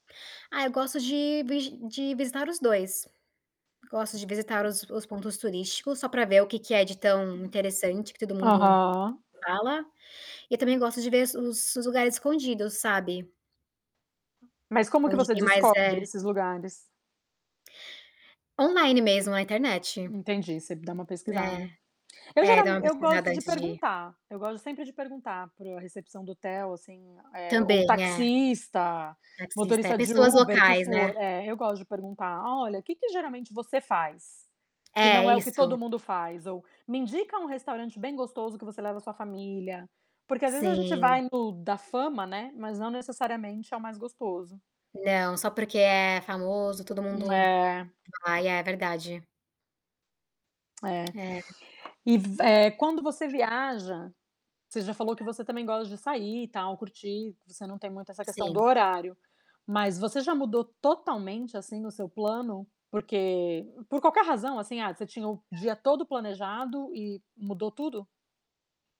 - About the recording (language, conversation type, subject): Portuguese, unstructured, O que você gosta de experimentar quando viaja?
- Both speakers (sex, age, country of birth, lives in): female, 25-29, Brazil, United States; female, 40-44, Brazil, United States
- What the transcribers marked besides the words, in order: other background noise; distorted speech; tapping